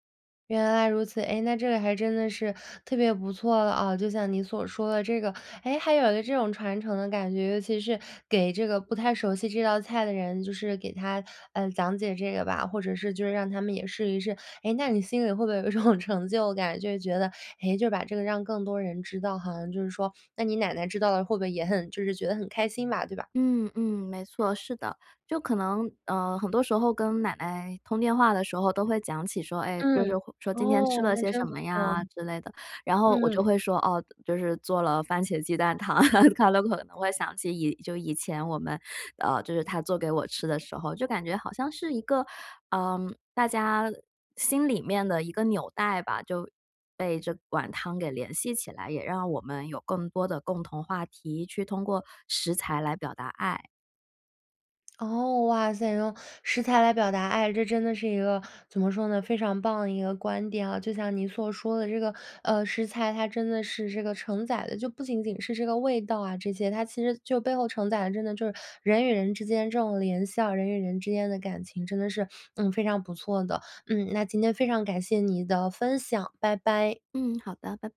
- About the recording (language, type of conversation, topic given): Chinese, podcast, 有没有一碗汤能让你瞬间觉得安心？
- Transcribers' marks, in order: other background noise; laughing while speaking: "一种"; other noise; chuckle; lip smack